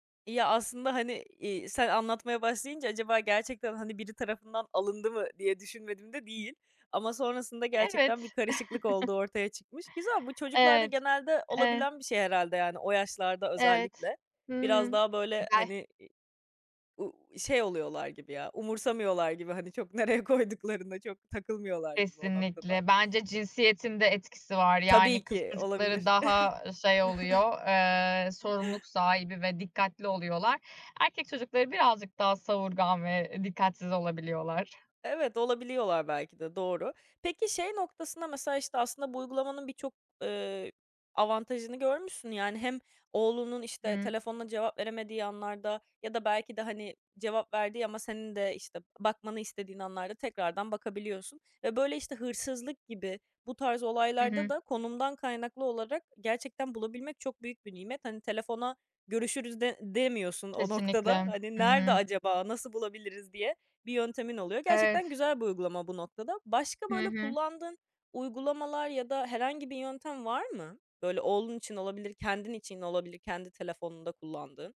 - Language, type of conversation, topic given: Turkish, podcast, Bir yolculukta kaybolduğun bir anı anlatır mısın?
- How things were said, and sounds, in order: chuckle; unintelligible speech; other background noise; laughing while speaking: "nereye koyduklarına"; chuckle